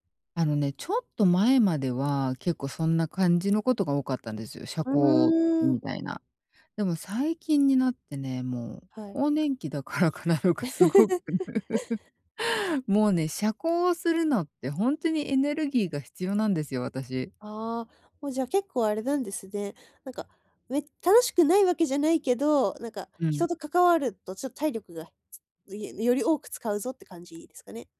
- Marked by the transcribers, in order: laughing while speaking: "だからかなとかすごく"; chuckle; other background noise; unintelligible speech
- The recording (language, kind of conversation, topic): Japanese, advice, 友だちと一緒にいるとき、社交のエネルギーが低く感じるときはどうすればよいですか？